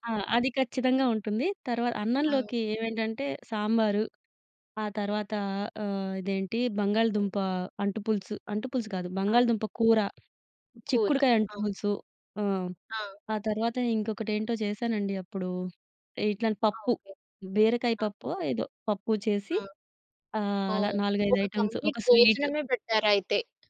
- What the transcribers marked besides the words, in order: other background noise; in English: "కంప్లీట్"; in English: "ఐటెమ్స్"; tapping
- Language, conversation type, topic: Telugu, podcast, విందు తర్వాత మిగిలిన ఆహారాన్ని ఇతరులతో పంచుకోవడానికి ఉత్తమమైన పద్ధతులు ఏమిటి?